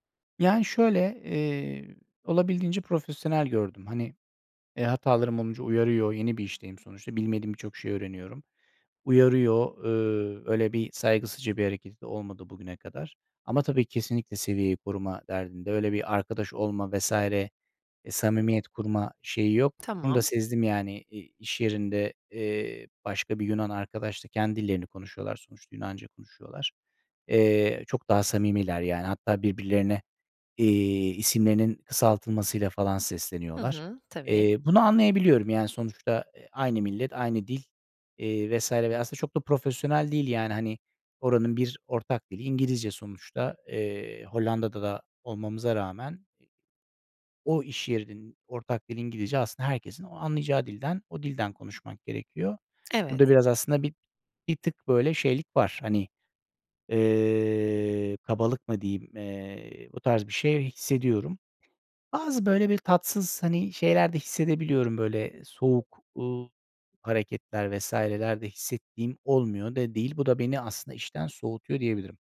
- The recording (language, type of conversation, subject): Turkish, advice, Zor bir patronla nasıl sağlıklı sınırlar koyup etkili iletişim kurabilirim?
- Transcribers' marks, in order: other noise